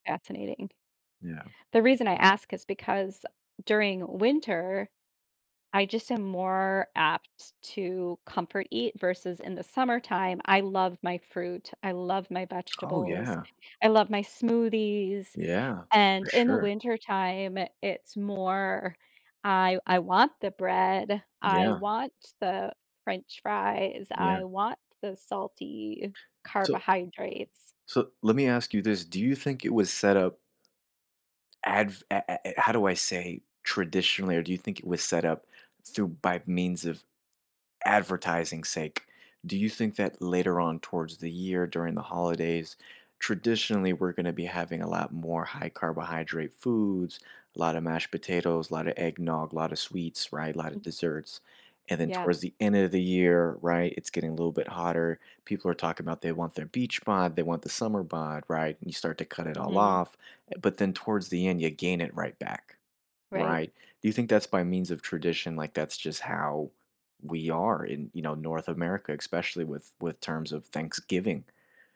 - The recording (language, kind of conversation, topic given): English, unstructured, How does my mood affect what I crave, and can friends help?
- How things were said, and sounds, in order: other background noise; tapping